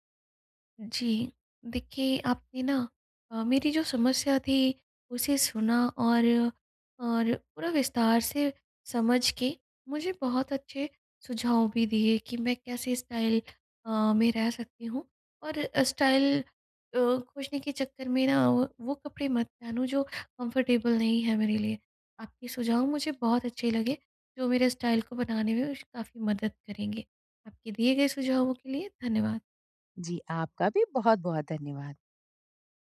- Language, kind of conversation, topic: Hindi, advice, अपना स्टाइल खोजने के लिए मुझे आत्मविश्वास और सही मार्गदर्शन कैसे मिल सकता है?
- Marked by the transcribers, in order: in English: "स्टाइल"; in English: "स्टाइल"; in English: "कम्फर्टेबल"; in English: "स्टाइल"